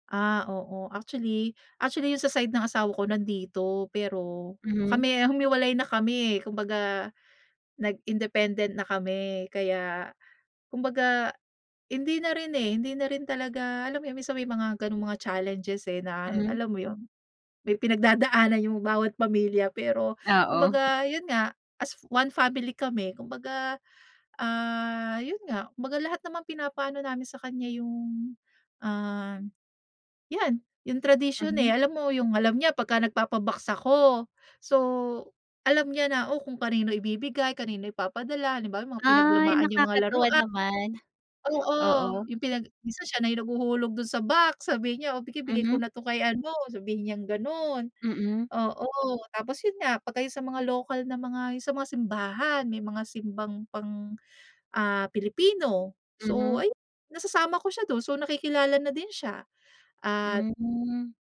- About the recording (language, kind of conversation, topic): Filipino, podcast, Paano mo napapanatili ang mga tradisyon ng pamilya kapag nasa ibang bansa ka?
- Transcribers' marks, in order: tapping